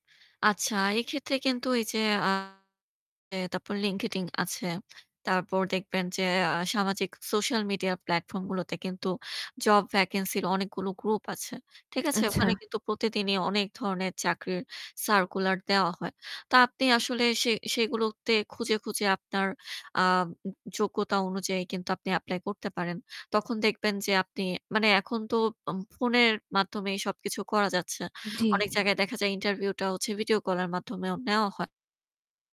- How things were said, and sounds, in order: distorted speech; "LinkedIn" said as "লিংক হেডিং"; wind; tapping
- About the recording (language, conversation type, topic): Bengali, advice, বড় কোনো ব্যর্থতার পর আপনি কীভাবে আত্মবিশ্বাস হারিয়ে ফেলেছেন এবং চেষ্টা থেমে গেছে তা কি বর্ণনা করবেন?